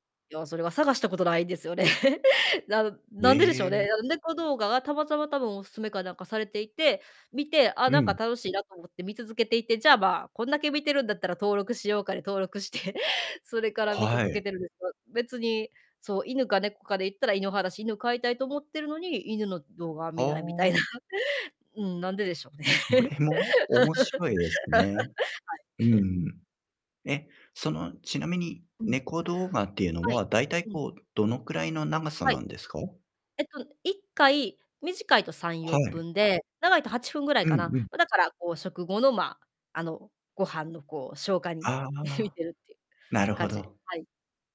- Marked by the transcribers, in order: laugh; chuckle; laughing while speaking: "見ないみたいな"; distorted speech; laugh; chuckle; laughing while speaking: "向いてるって"
- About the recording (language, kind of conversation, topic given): Japanese, podcast, 食後に必ずすることはありますか？